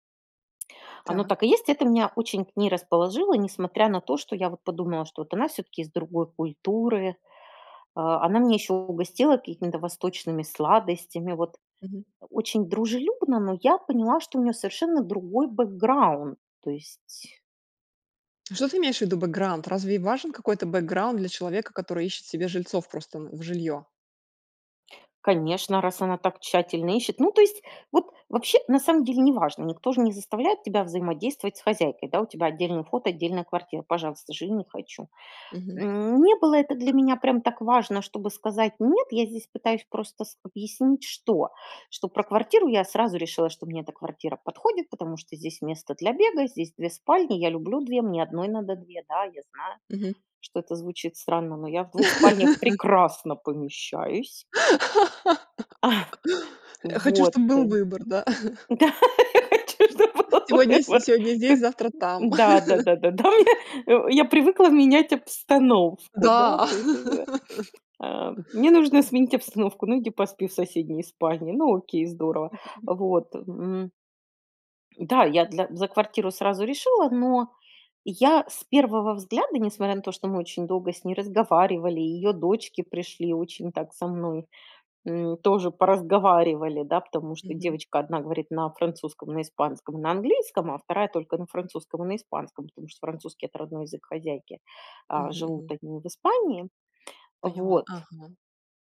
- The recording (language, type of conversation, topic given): Russian, podcast, Расскажи о месте, где ты чувствовал(а) себя чужим(ой), но тебя приняли как своего(ю)?
- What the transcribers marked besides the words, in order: tapping; laugh; chuckle; laughing while speaking: "Да. У тебя что, был выбор?"; laugh; chuckle; laughing while speaking: "у меня"; other noise; laugh; grunt; laugh; laugh